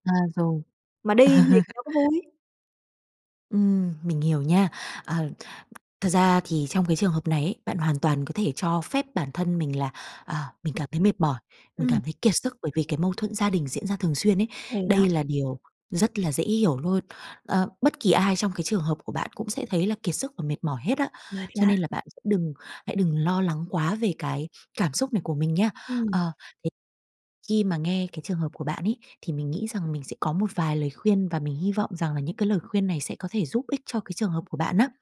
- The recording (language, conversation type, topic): Vietnamese, advice, Xung đột gia đình khiến bạn căng thẳng kéo dài như thế nào?
- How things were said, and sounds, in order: laugh; tapping; other background noise